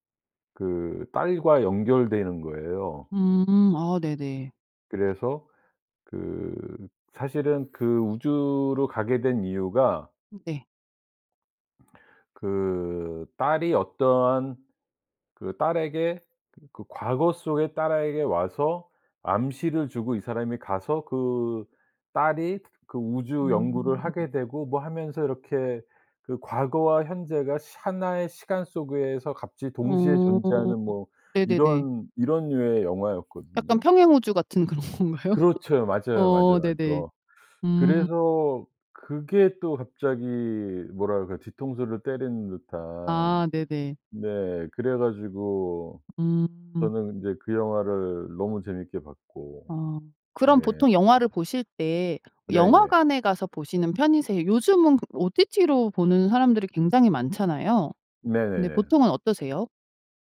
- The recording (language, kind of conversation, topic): Korean, podcast, 가장 좋아하는 영화와 그 이유는 무엇인가요?
- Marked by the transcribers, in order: other background noise; laughing while speaking: "그런 건가요?"; laugh